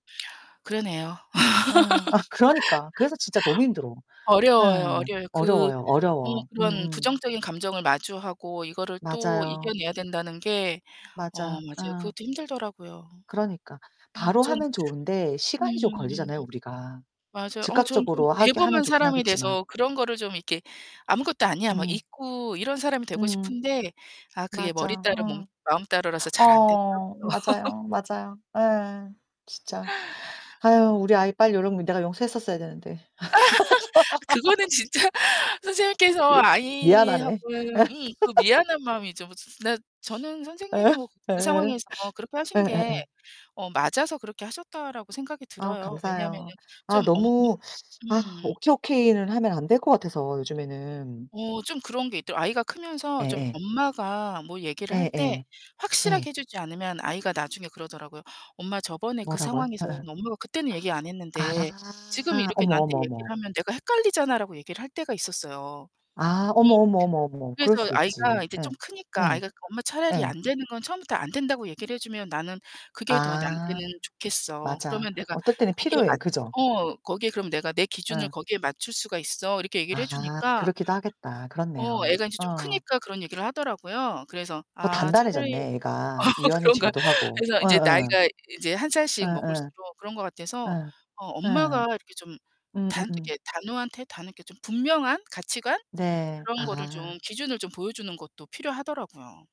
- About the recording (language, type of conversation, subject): Korean, unstructured, 용서하는 마음이 왜 필요하다고 생각하시나요?
- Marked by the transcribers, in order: laugh; other background noise; distorted speech; laugh; laugh; laughing while speaking: "그거는 진짜"; laugh; gasp; laughing while speaking: "어 그런가"